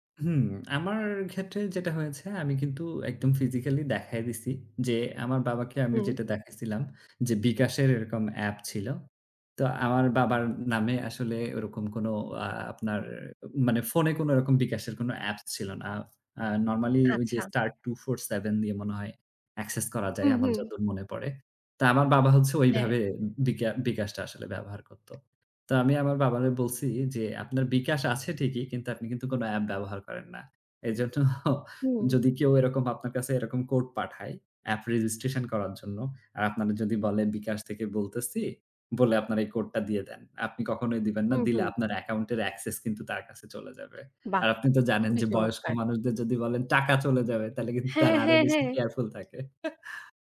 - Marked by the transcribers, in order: tapping; other background noise; chuckle; laughing while speaking: "তাহলে কিন্তু তারা আরও বেশি careful থাকে"; chuckle
- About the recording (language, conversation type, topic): Bengali, podcast, আপনি অনলাইন প্রতারণা থেকে নিজেকে কীভাবে রক্ষা করেন?